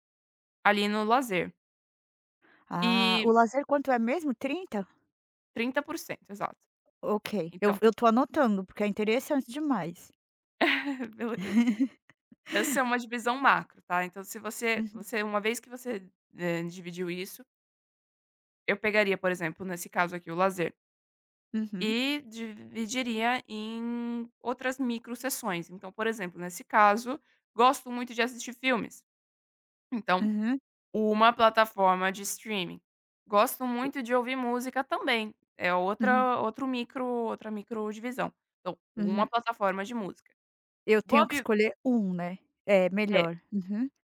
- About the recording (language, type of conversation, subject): Portuguese, advice, Como identificar assinaturas acumuladas que passam despercebidas no seu orçamento?
- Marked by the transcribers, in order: other background noise; tapping; chuckle